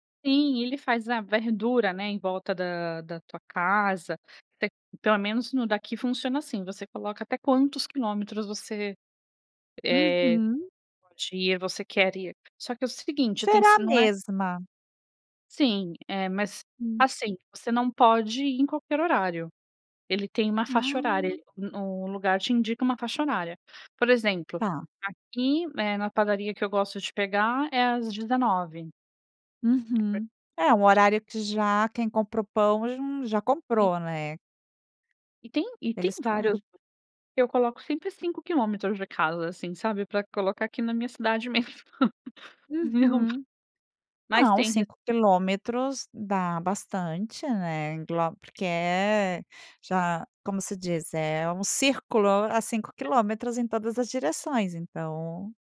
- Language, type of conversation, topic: Portuguese, podcast, Como reduzir o desperdício de comida no dia a dia?
- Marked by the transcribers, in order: tapping; chuckle; "igual" said as "iglo"